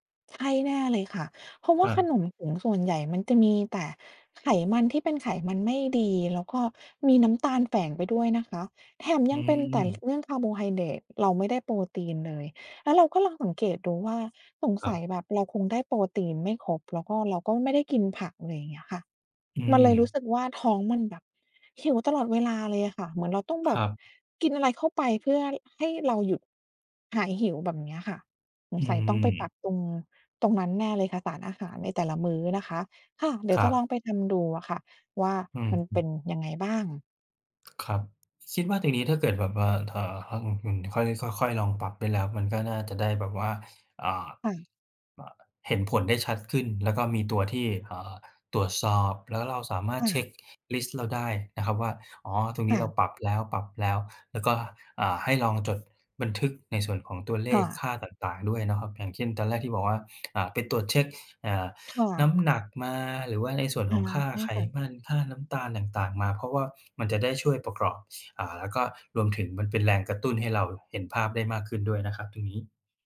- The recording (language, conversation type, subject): Thai, advice, คุณมีวิธีจัดการกับการกินไม่เป็นเวลาและการกินจุบจิบตลอดวันอย่างไร?
- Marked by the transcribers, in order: tapping; other background noise; "ตรงนี้" said as "เตนี้"; "ประกอบ" said as "ประกรอบ"